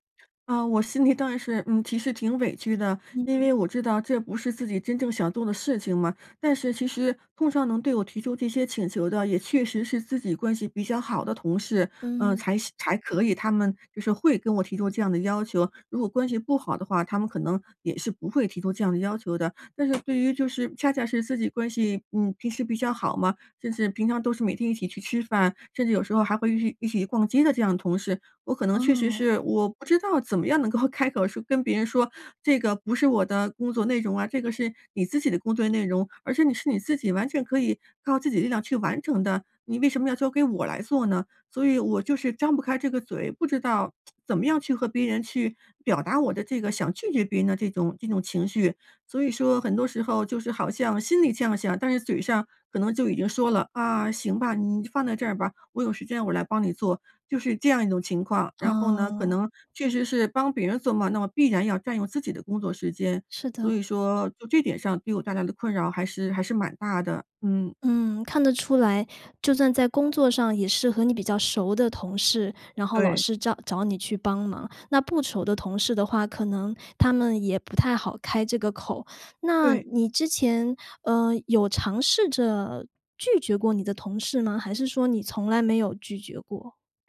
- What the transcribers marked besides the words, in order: laughing while speaking: "当然"; tapping; laughing while speaking: "够"; tsk; other background noise
- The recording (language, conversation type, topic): Chinese, advice, 我总是很难拒绝别人，导致压力不断累积，该怎么办？